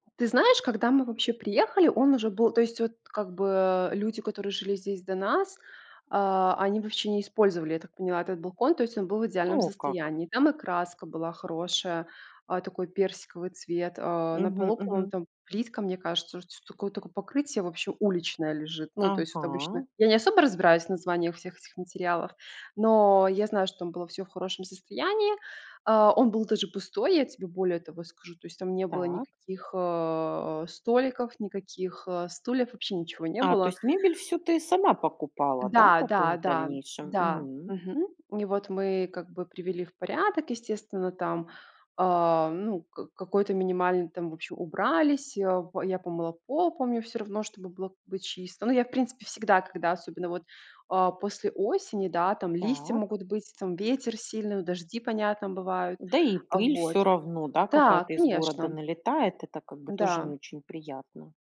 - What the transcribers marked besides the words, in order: tapping
- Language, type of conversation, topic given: Russian, podcast, Какой балкон или лоджия есть в твоём доме и как ты их используешь?